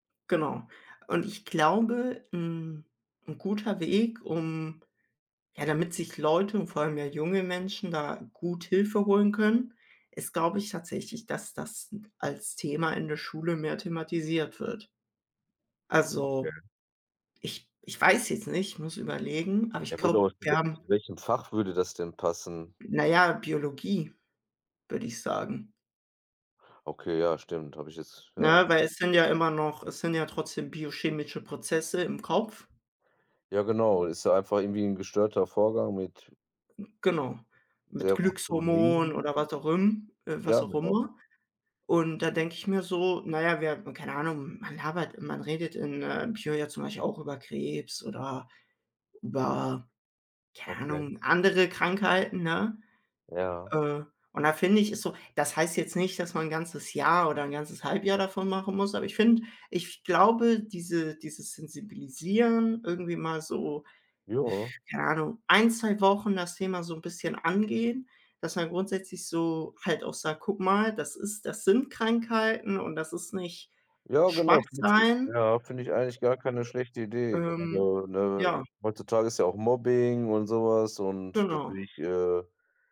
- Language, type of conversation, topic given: German, unstructured, Warum fällt es vielen Menschen schwer, bei Depressionen Hilfe zu suchen?
- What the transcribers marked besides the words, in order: other background noise; unintelligible speech; groan